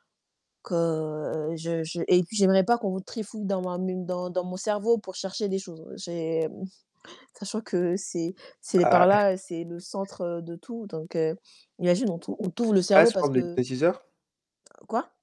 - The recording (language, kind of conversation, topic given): French, unstructured, Préféreriez-vous avoir une mémoire parfaite ou la capacité de tout oublier ?
- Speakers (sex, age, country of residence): female, 20-24, France; male, 20-24, France
- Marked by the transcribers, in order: static; distorted speech; chuckle; other background noise; unintelligible speech